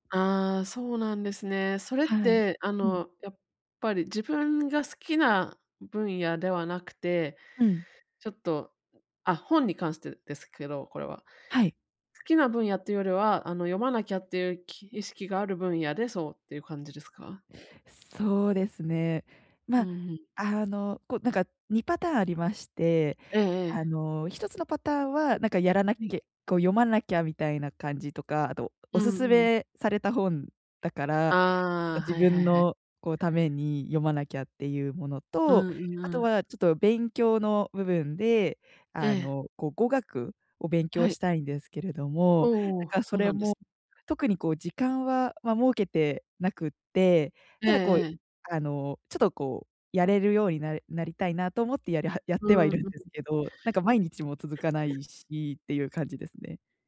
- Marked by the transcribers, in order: other noise; other background noise
- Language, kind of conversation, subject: Japanese, advice, どうすれば集中力を取り戻して日常を乗り切れますか？